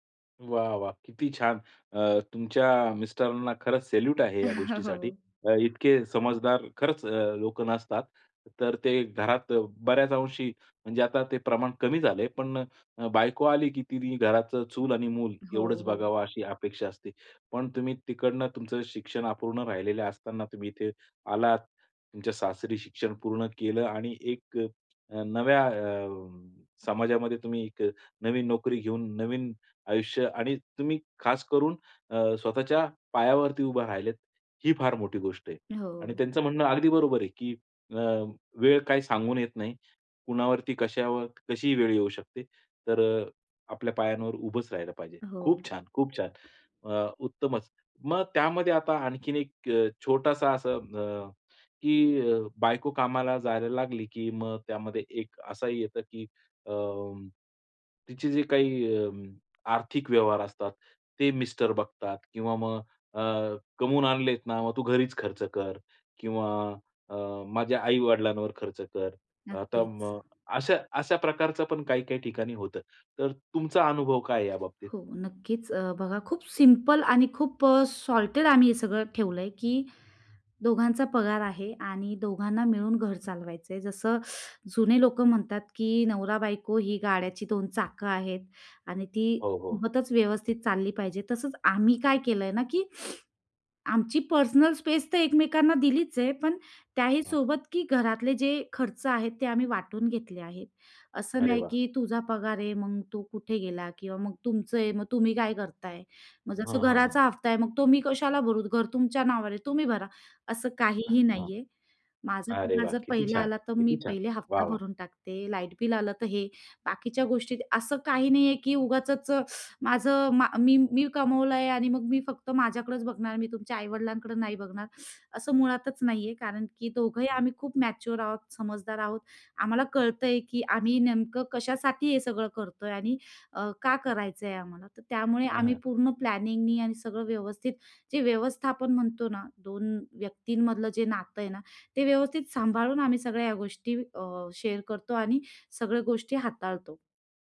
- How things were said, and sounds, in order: in English: "सॅल्यूट"; laughing while speaking: "हो"; other background noise; tapping; in English: "सिंपल"; in English: "सॉर्टेड"; teeth sucking; sniff; in English: "पर्सनल स्पेस"; teeth sucking; teeth sucking; in English: "प्लॅनिंगनी"; in English: "शेअर"
- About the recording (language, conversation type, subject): Marathi, podcast, कुटुंबासोबत काम करताना कामासाठीच्या सीमारेषा कशा ठरवता?